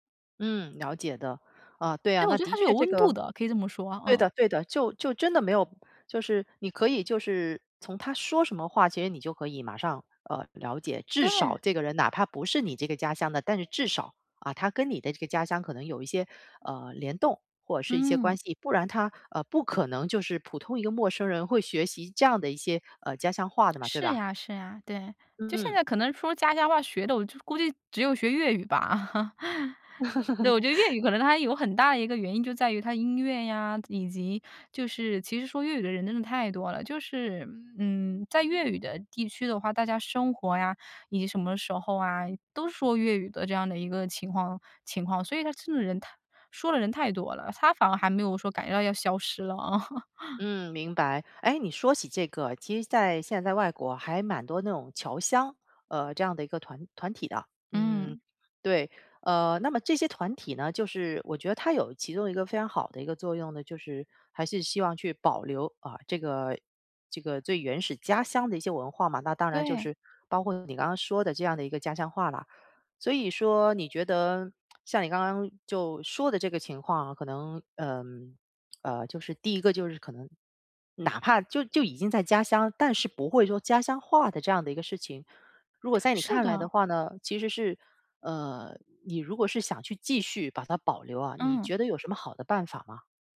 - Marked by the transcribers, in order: other background noise; laugh; laugh; lip smack
- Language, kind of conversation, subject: Chinese, podcast, 你会怎样教下一代家乡话？